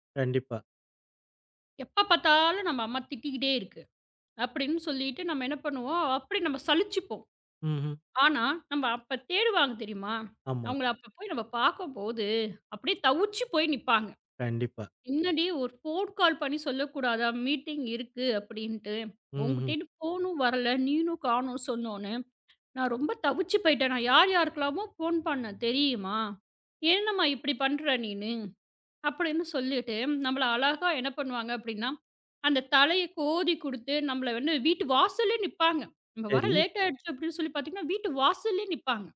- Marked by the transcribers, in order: in English: "ஃபோன் கால்"; in English: "மீட்டிங்"; in English: "ஃபோனும்"; in English: "ஃபோன்"; in English: "லேட்"
- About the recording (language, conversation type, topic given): Tamil, podcast, குடும்பத்தினர் அன்பையும் கவனத்தையும் எவ்வாறு வெளிப்படுத்துகிறார்கள்?